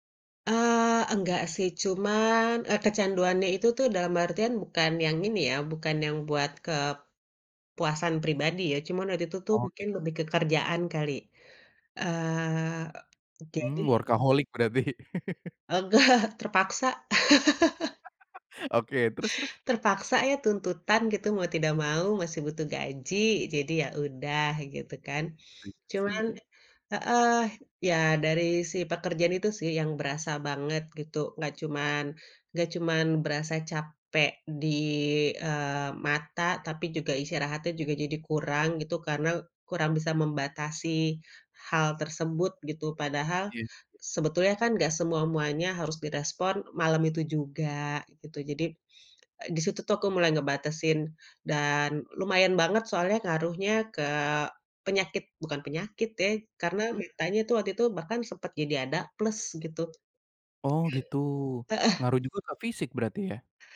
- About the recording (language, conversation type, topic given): Indonesian, podcast, Bagaimana kamu mengatur penggunaan gawai sebelum tidur?
- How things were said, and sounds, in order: laughing while speaking: "berarti"; chuckle; laughing while speaking: "Enggak"; laugh; tapping; other background noise